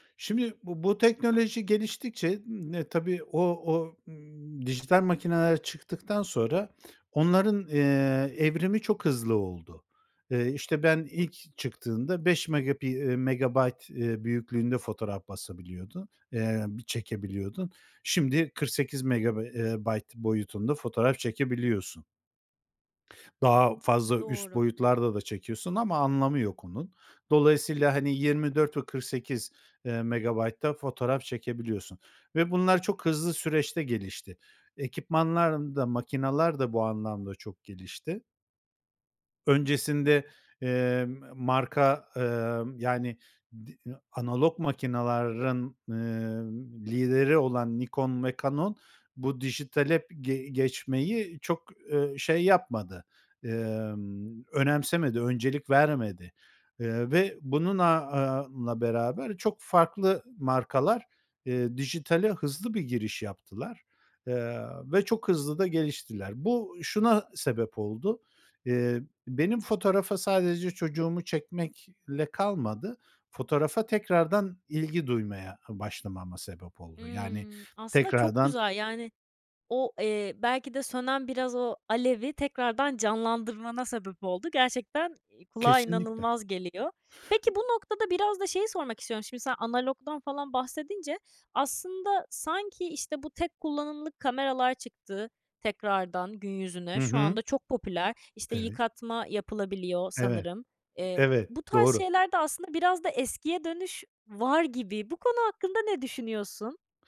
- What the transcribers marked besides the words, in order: other noise; tapping
- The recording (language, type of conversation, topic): Turkish, podcast, Bir hobinin hayatını nasıl değiştirdiğini anlatır mısın?